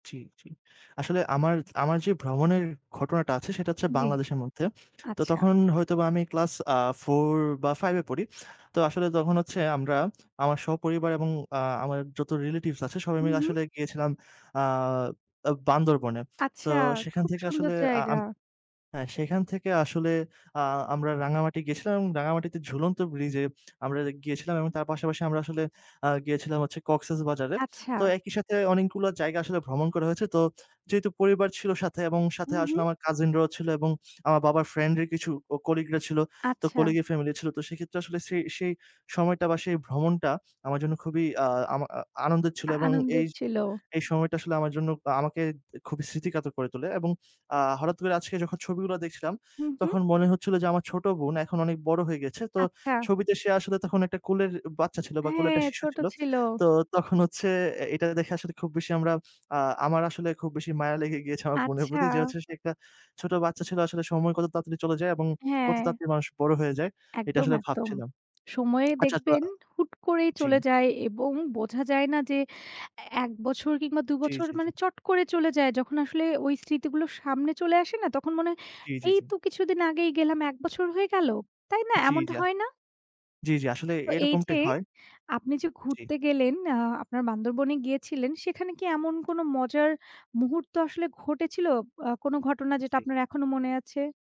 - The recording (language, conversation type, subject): Bengali, unstructured, আপনার জীবনের সবচেয়ে আনন্দদায়ক পারিবারিক ভ্রমণের স্মৃতি কী?
- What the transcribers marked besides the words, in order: tapping